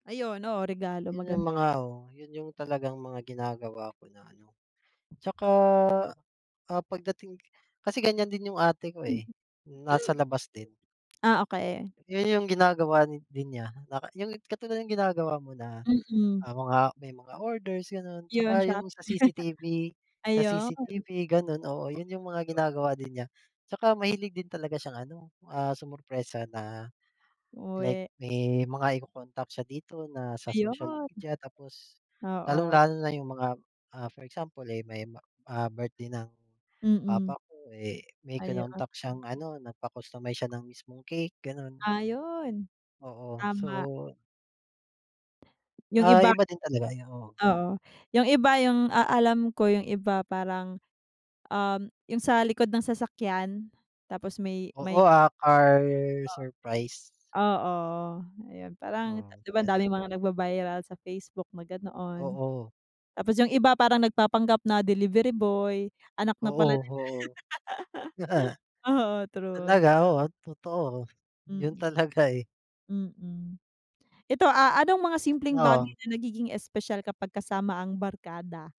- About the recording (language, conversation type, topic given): Filipino, unstructured, Paano mo inilalarawan ang iyong pamilya?
- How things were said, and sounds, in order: throat clearing; laugh; unintelligible speech; laugh; laughing while speaking: "talaga"; tongue click